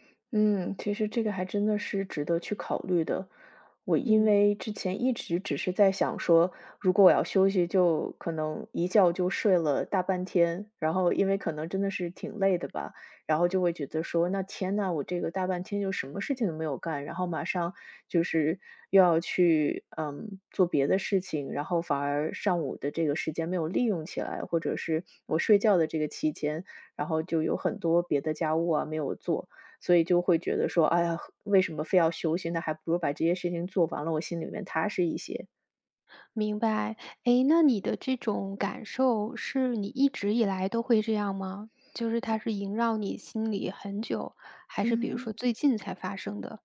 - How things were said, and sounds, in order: other background noise
- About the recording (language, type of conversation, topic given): Chinese, advice, 我总觉得没有休息时间，明明很累却对休息感到内疚，该怎么办？